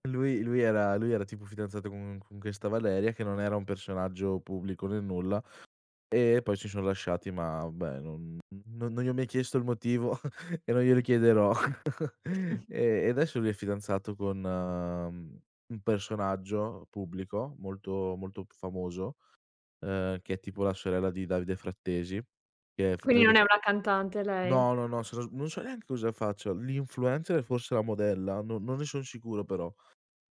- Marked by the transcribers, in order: chuckle
- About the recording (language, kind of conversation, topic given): Italian, podcast, Qual è la canzone che più ti rappresenta?